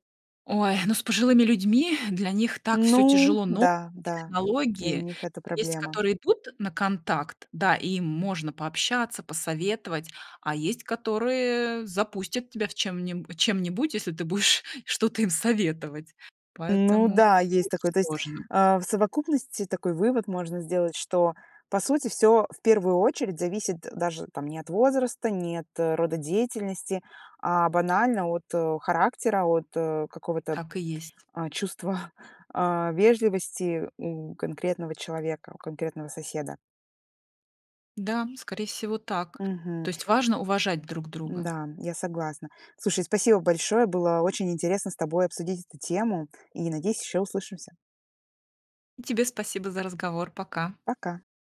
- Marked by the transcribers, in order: unintelligible speech; laughing while speaking: "будешь"; laughing while speaking: "чувства"; tapping
- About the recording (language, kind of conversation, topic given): Russian, podcast, Что, по‑твоему, значит быть хорошим соседом?